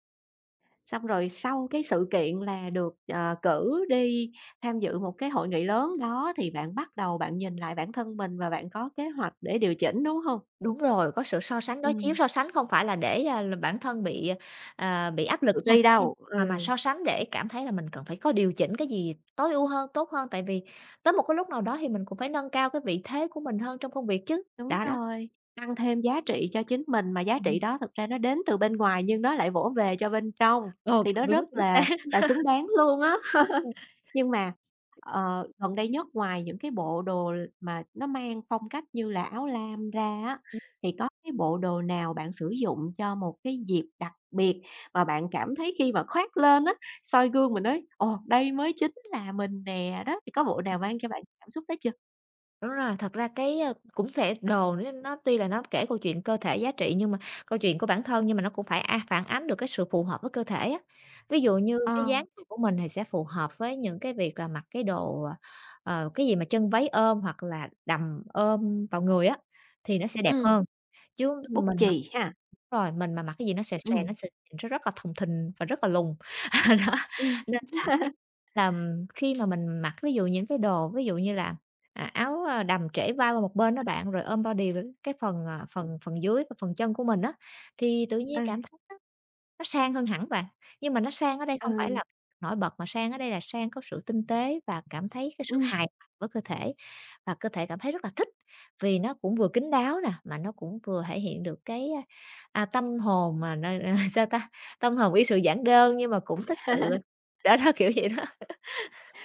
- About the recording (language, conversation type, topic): Vietnamese, podcast, Phong cách ăn mặc có giúp bạn kể câu chuyện về bản thân không?
- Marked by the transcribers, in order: other background noise; tapping; unintelligible speech; laughing while speaking: "xác"; laugh; laugh; laughing while speaking: "À, đó"; in English: "body"; laughing while speaking: "n"; laugh; laughing while speaking: "Đó, đó, kiểu vậy đó"; laugh